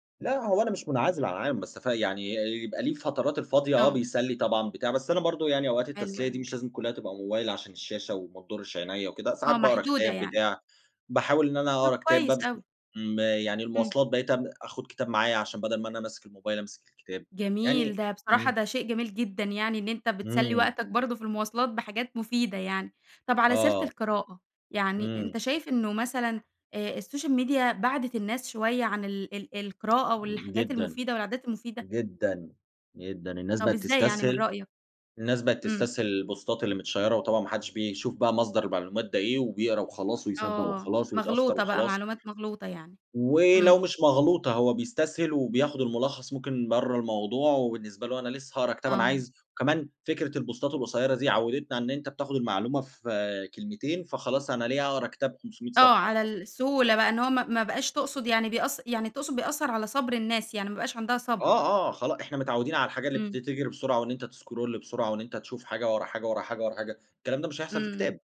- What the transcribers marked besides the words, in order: in English: "السوشيال ميديا"; tapping; in English: "البوستات"; in English: "متْشيَّرة"; in English: "البُوستات"; in English: "تscroll"
- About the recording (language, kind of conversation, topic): Arabic, podcast, إزاي بتنظّم وقتك على السوشيال ميديا؟